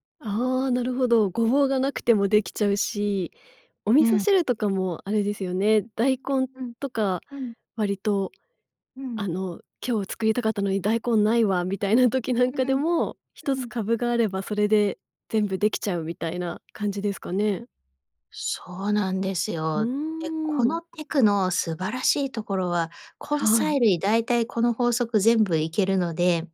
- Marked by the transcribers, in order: none
- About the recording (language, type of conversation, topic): Japanese, podcast, 食材の無駄を減らすために普段どんな工夫をしていますか？